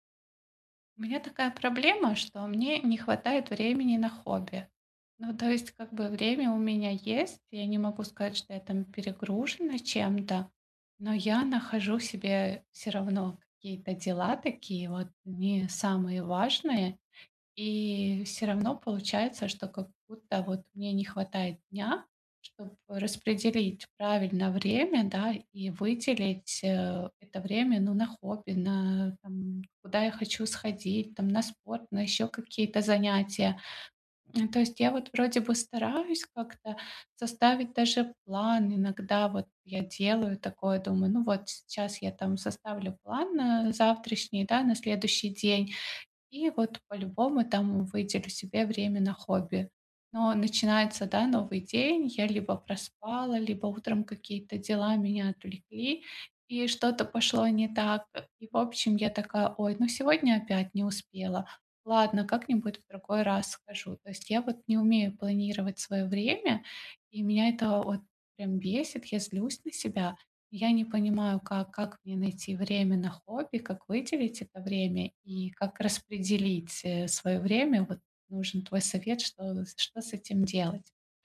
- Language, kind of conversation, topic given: Russian, advice, Как снова найти время на хобби?
- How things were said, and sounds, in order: none